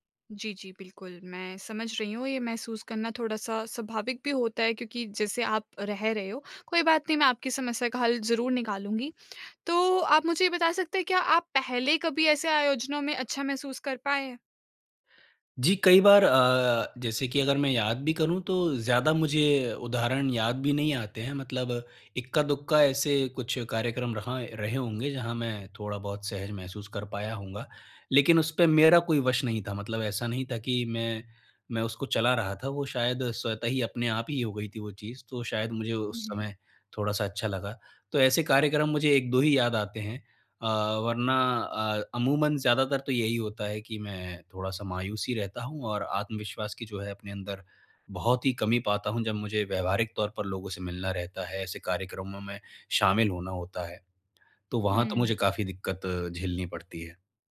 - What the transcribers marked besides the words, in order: none
- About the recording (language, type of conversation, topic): Hindi, advice, सामाजिक आयोजनों में मैं अधिक आत्मविश्वास कैसे महसूस कर सकता/सकती हूँ?